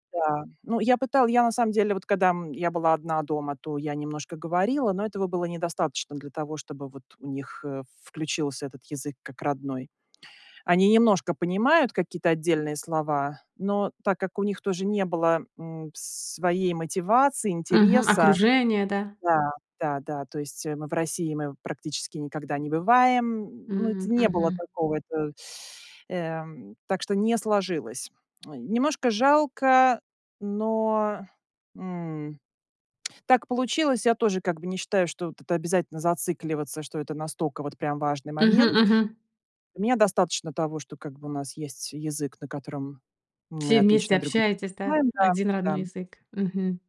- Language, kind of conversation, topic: Russian, podcast, Как язык влияет на твоё самосознание?
- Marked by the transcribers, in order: teeth sucking; tsk